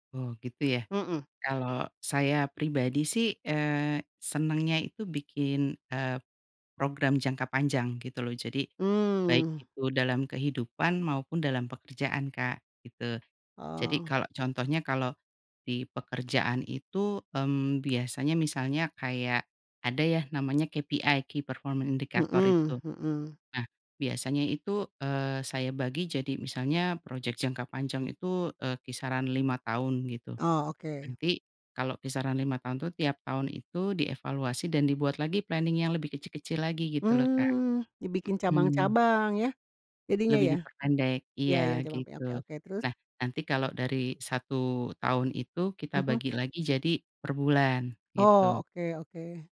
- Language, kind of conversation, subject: Indonesian, podcast, Apa yang kamu lakukan agar rencana jangka panjangmu tidak hanya menjadi angan-angan?
- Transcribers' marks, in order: in English: "KPI Key Performance Indicator"; in English: "planning"